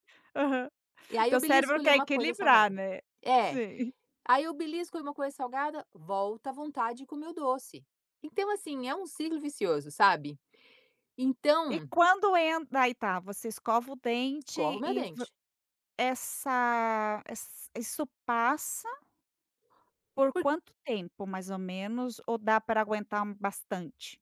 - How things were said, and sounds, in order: chuckle; tapping
- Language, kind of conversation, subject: Portuguese, podcast, Como você lida com a vontade de comer besteiras?